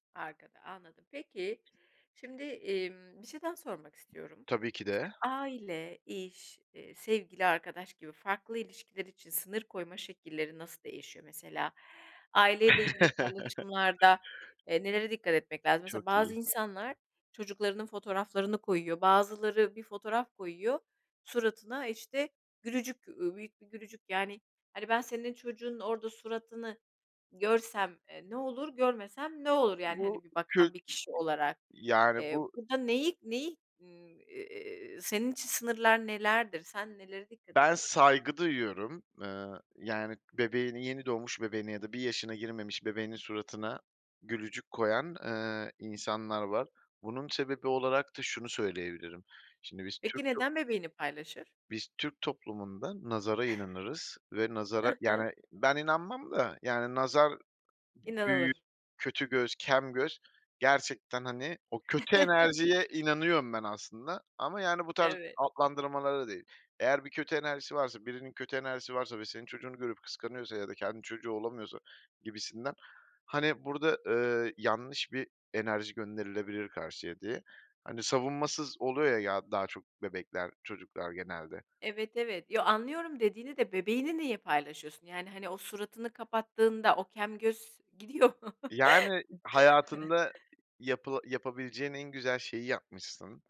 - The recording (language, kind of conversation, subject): Turkish, podcast, Sosyal medyada sence hangi sınırları koymak gerekiyor?
- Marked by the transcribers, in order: other background noise; tapping; chuckle; chuckle; laughing while speaking: "gidiyor"; chuckle